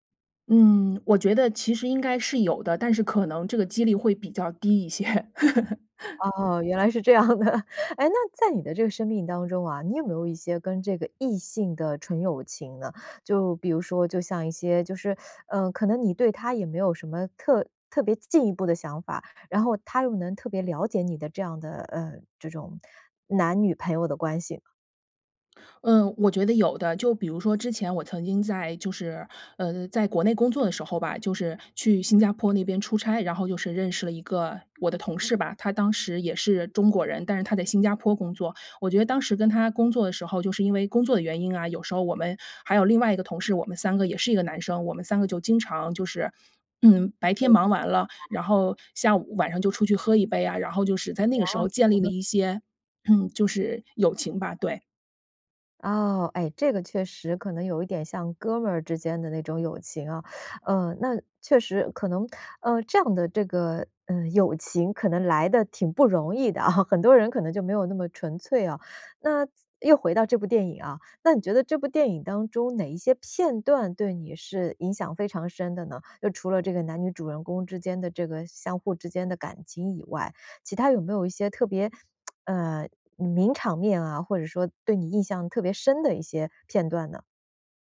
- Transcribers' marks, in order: laughing while speaking: "些"; laugh; laughing while speaking: "样的"; teeth sucking; tapping; unintelligible speech; throat clearing; throat clearing; teeth sucking; laughing while speaking: "啊"; teeth sucking; lip smack
- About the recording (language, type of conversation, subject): Chinese, podcast, 你能跟我们分享一部对你影响很大的电影吗？